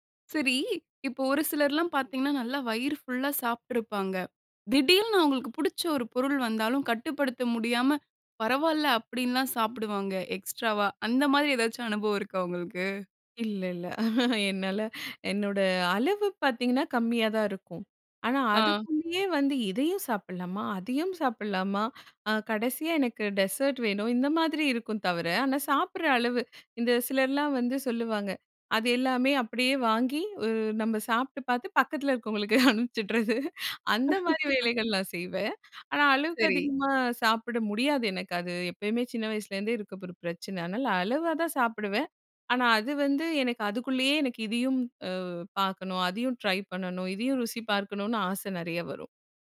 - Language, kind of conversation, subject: Tamil, podcast, உணவுக்கான ஆசையை நீங்கள் எப்படி கட்டுப்படுத்துகிறீர்கள்?
- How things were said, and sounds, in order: chuckle; laugh; laugh